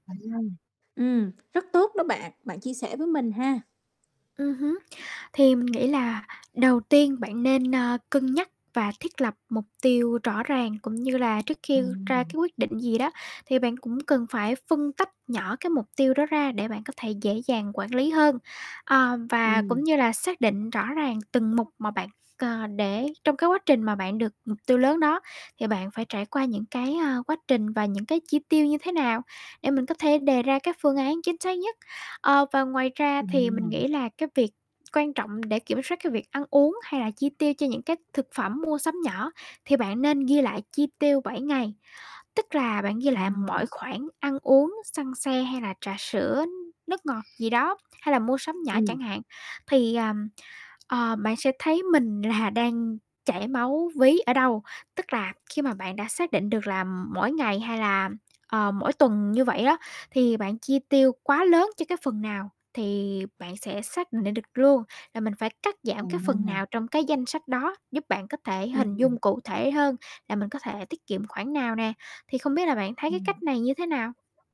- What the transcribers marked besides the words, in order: unintelligible speech; other background noise; tapping; mechanical hum; unintelligible speech; laughing while speaking: "là"
- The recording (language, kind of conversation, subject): Vietnamese, advice, Lương của tôi vừa tăng, tôi nên bắt đầu tiết kiệm từ đâu?